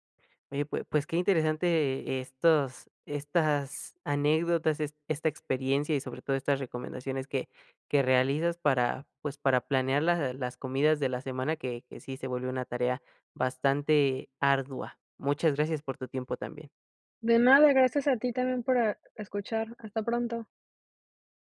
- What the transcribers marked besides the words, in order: none
- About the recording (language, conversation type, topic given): Spanish, podcast, ¿Cómo planificas las comidas de la semana sin volverte loco?